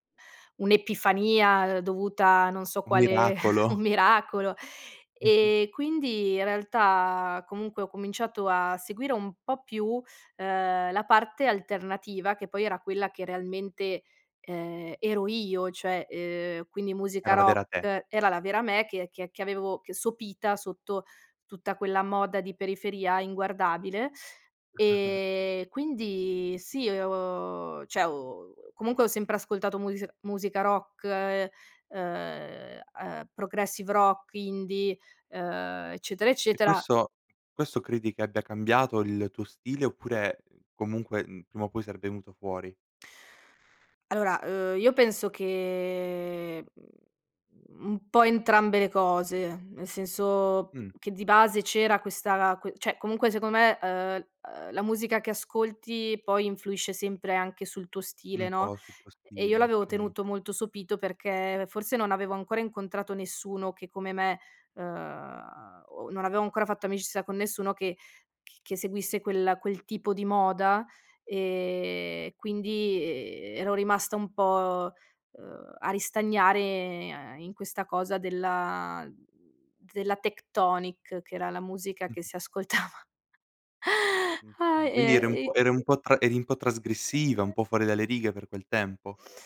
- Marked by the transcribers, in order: laughing while speaking: "un miracolo"; chuckle; chuckle; "cioè" said as "ceh"; "cioè" said as "ceh"; laughing while speaking: "ascoltava"; other background noise
- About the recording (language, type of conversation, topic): Italian, podcast, Come è cambiato il tuo modo di vestirti nel tempo?